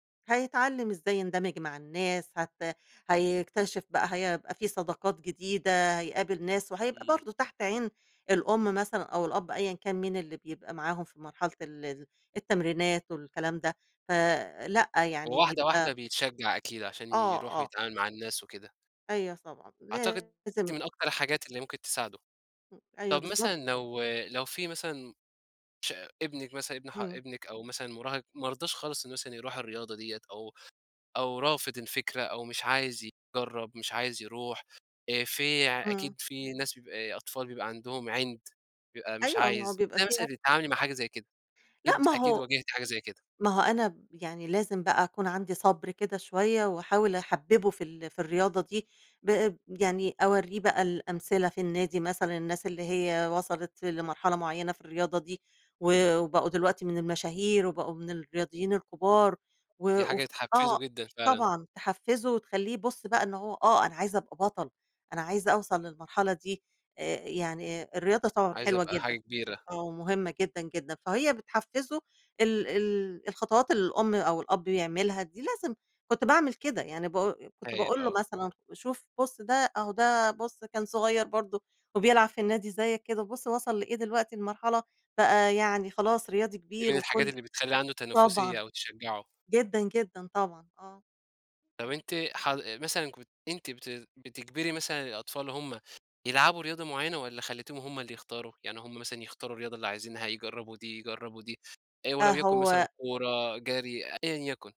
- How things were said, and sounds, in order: tapping
- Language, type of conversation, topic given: Arabic, podcast, إزاي أتكلم مع مراهق عنده مشاكل؟